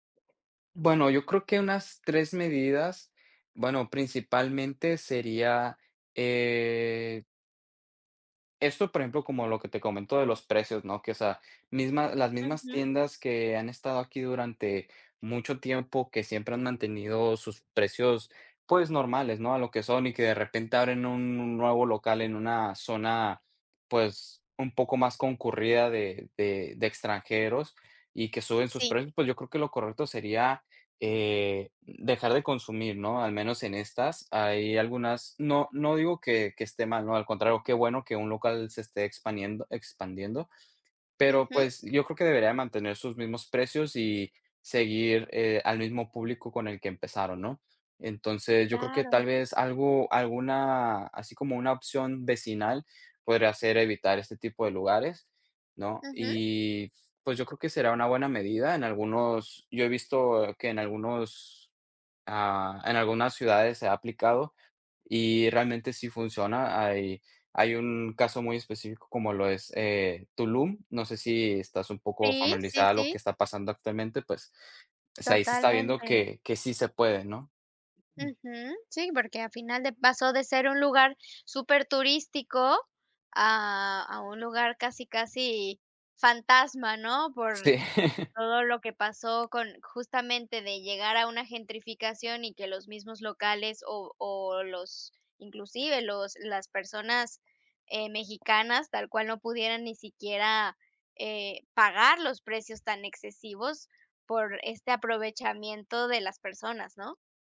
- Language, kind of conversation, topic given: Spanish, podcast, ¿Qué papel cumplen los bares y las plazas en la convivencia?
- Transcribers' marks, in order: drawn out: "eh"; "expandiendo" said as "expaniendo"; chuckle; other background noise